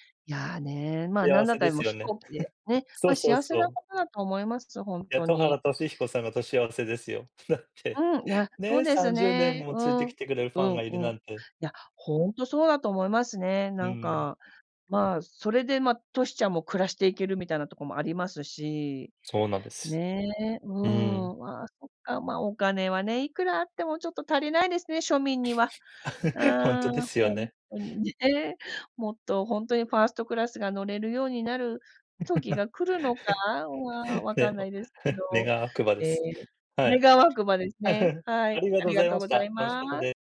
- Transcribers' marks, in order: chuckle; laugh; cough; laugh; sniff; laugh; laughing while speaking: "ね、も、願わくばです"; laugh
- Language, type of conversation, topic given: Japanese, unstructured, お金に余裕があるとき、何に一番使いたいですか？